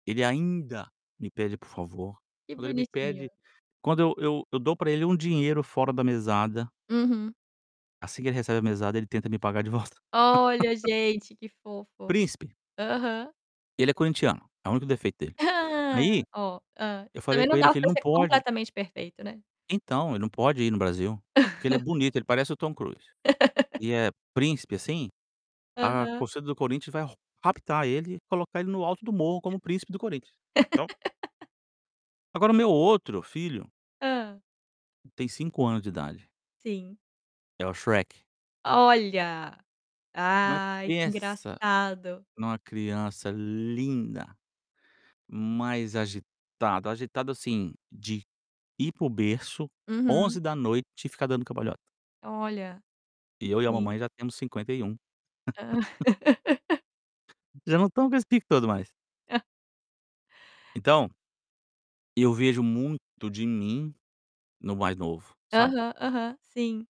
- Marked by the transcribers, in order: static; laugh; put-on voice: "Hã"; distorted speech; chuckle; laugh; other background noise; laugh; laugh; chuckle
- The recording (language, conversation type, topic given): Portuguese, podcast, Como você costuma lidar com a ansiedade quando ela aparece?